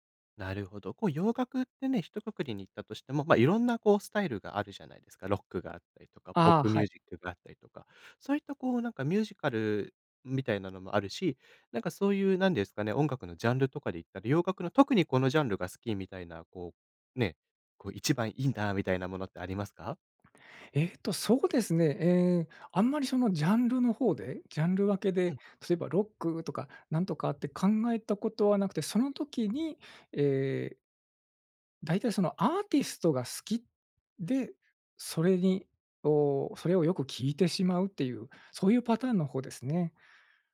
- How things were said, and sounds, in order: none
- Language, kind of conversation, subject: Japanese, podcast, 子どもの頃の音楽体験は今の音楽の好みに影響しますか？